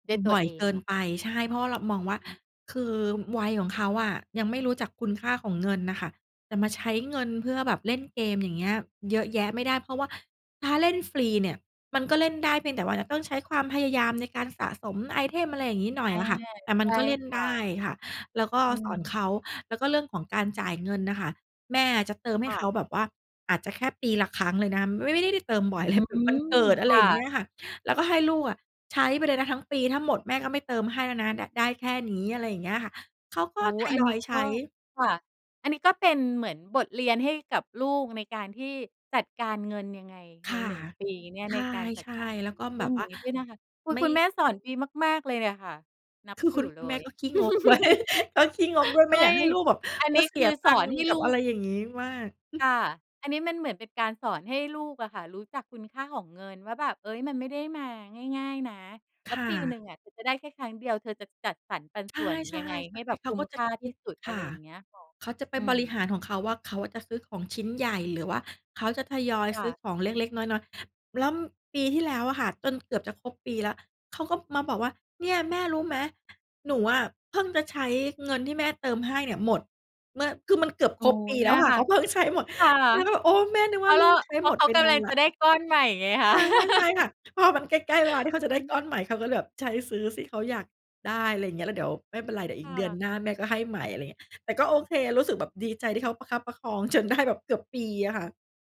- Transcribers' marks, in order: laughing while speaking: "แบบวันเกิด อะไรอย่างเงี้ยค่ะ"; chuckle; chuckle; laughing while speaking: "เขาเพิ่งใช้หมด"; joyful: "เราก็แบบ โอ้ แม่นึกว่าลูกใช้หมดไปนานแล้ว"; joyful: "ค่ะ เพราะเรา เพราะเขากำลังจะได้ก้อนใหม่ไงคะ"; joyful: "ค่ะ ใช่ ๆ ค่ะ พอมันใกล้ ๆ เวลาที่เขาจะได้ก้อนใหม่เขาก็เลยแบบ"; laugh; laughing while speaking: "จนได้"
- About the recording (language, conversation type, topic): Thai, podcast, คุณสอนเด็กให้ใช้เทคโนโลยีอย่างปลอดภัยยังไง?